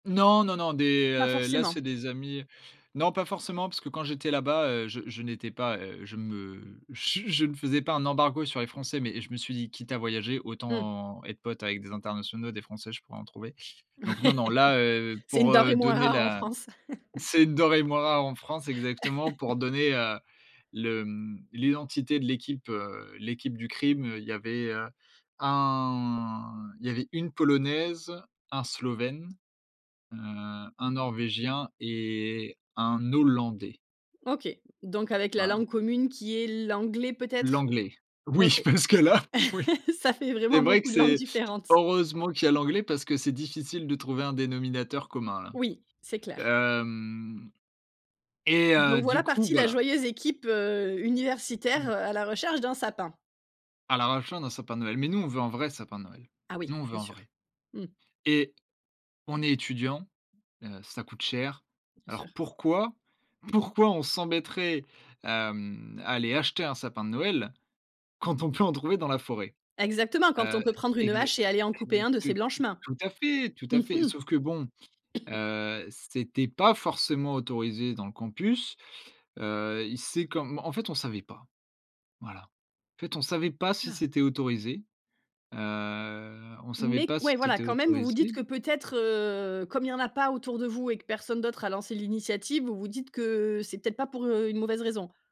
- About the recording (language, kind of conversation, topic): French, podcast, Quelle mésaventure te fait encore rire aujourd’hui ?
- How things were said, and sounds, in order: laughing while speaking: "C'est une denrée moins rare en France"; chuckle; laughing while speaking: "parce que là, oui"; laughing while speaking: "Ça fait vraiment beaucoup de langues différentes"; stressed: "et"; unintelligible speech; stressed: "pourquoi"; stressed: "acheter"; tapping; unintelligible speech; cough; stressed: "pas"; unintelligible speech